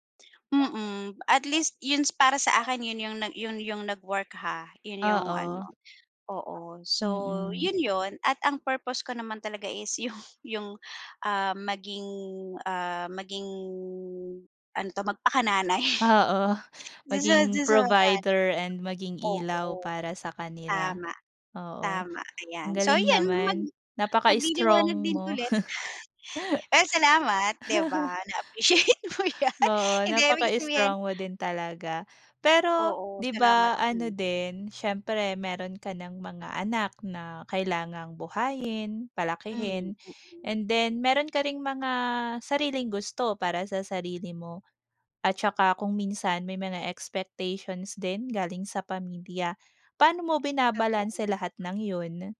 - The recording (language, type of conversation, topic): Filipino, podcast, Paano mo hinahanap ang layunin o direksyon sa buhay?
- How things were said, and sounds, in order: dog barking; chuckle; laughing while speaking: "appreciate mo yan"; tapping